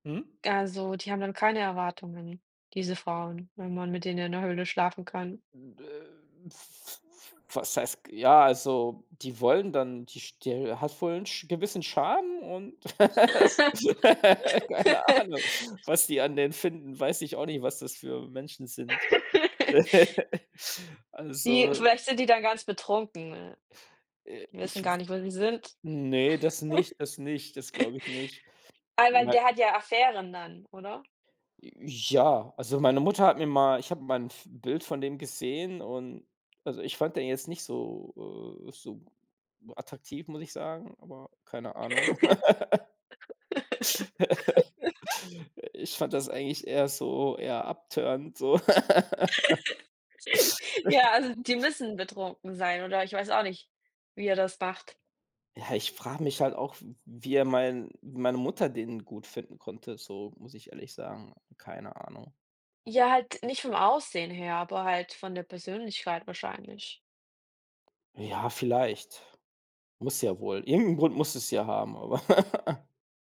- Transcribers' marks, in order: laugh; laughing while speaking: "Keine Ahnung"; laugh; laugh; chuckle; other background noise; laugh; laugh; laugh; chuckle; laugh
- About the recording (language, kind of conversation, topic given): German, unstructured, Wie hat sich euer Verständnis von Vertrauen im Laufe eurer Beziehung entwickelt?